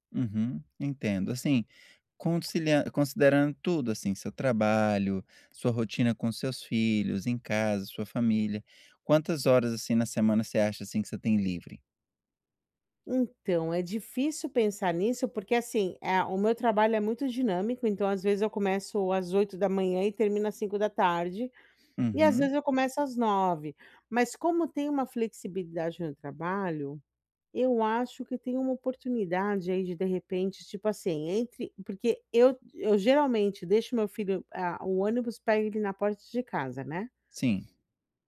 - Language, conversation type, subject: Portuguese, advice, Como posso conciliar meus hobbies com a minha rotina de trabalho?
- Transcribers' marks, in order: tapping; other background noise